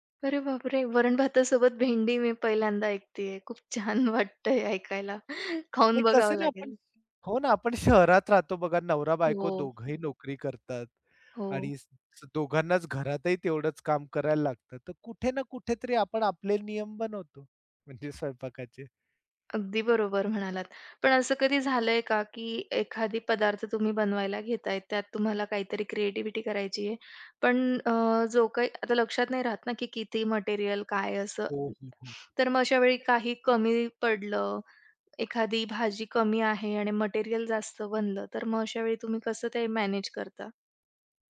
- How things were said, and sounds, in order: laughing while speaking: "खूप छान वाटतंय ऐकायला, खाऊन बघावं लागेल"; laughing while speaking: "म्हणजे स्वयंपाकाचे"; tapping; other background noise; other noise
- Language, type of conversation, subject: Marathi, podcast, स्वयंपाक अधिक सर्जनशील करण्यासाठी तुमचे काही नियम आहेत का?